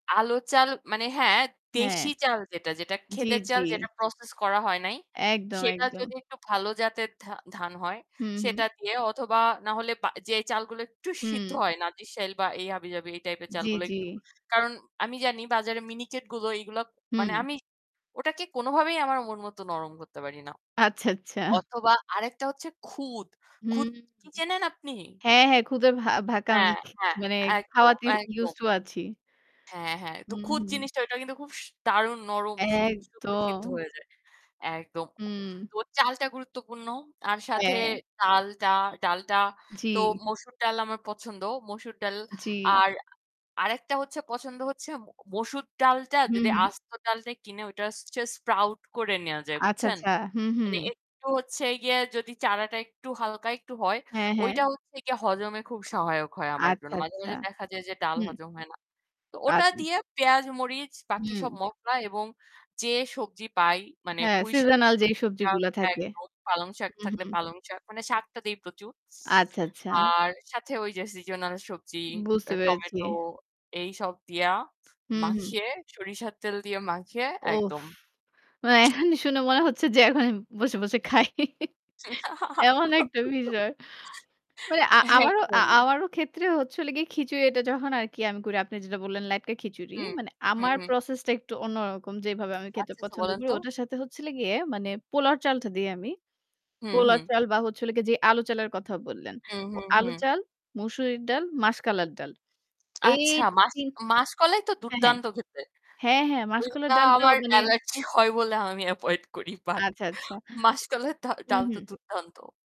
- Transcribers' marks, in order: static; distorted speech; laughing while speaking: "আচ্ছা, আচ্ছা"; other background noise; tapping; alarm; in English: "just sprout"; unintelligible speech; laughing while speaking: "এখনই শুনে মনে হচ্ছে যে এখনই বসে, বসে খাই। এমন একটা বিষয়"; chuckle; laugh; laughing while speaking: "allergy হয় বলে আমি avoid … ডাল তো দুর্দান্ত"
- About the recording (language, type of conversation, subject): Bengali, unstructured, আপনার প্রিয় খাবারটি কীভাবে তৈরি করেন?